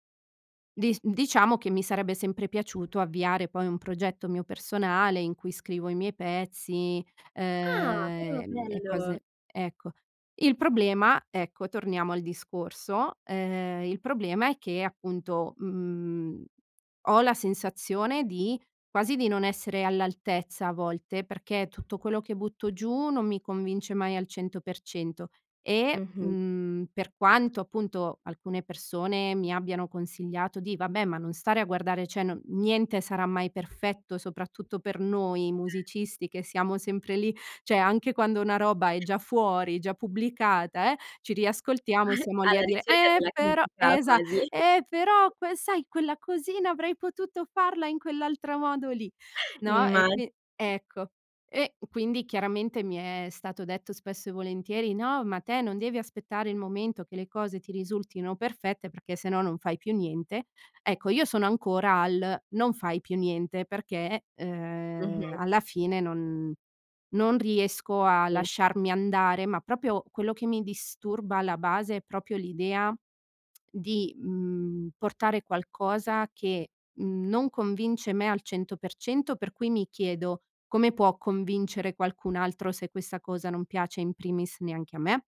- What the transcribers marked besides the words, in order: "cioè" said as "ceh"; background speech; "cioè" said as "ceh"; other background noise; chuckle; chuckle; chuckle; "Sì" said as "ì"; "proprio" said as "propio"; "proprio" said as "propio"
- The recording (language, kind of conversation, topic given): Italian, advice, In che modo il perfezionismo rallenta o blocca i tuoi risultati?